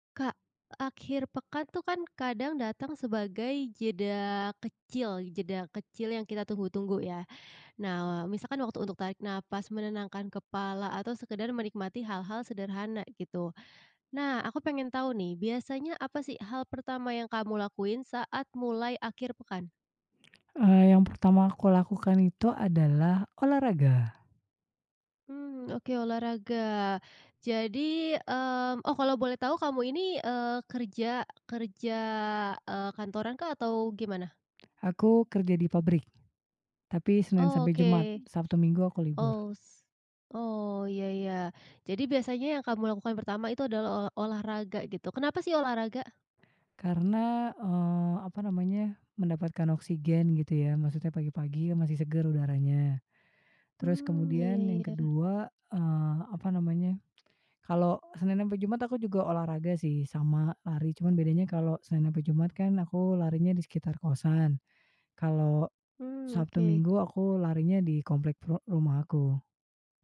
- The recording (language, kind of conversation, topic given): Indonesian, podcast, Bagaimana kamu memanfaatkan akhir pekan untuk memulihkan energi?
- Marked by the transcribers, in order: tapping